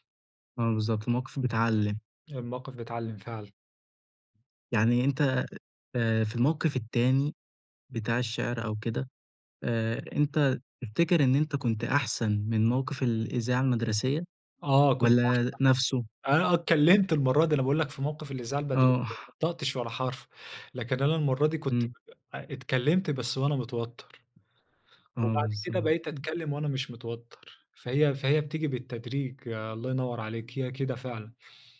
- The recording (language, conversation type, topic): Arabic, podcast, إزاي بتتعامل مع التوتر اليومي؟
- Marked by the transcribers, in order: chuckle; unintelligible speech; tapping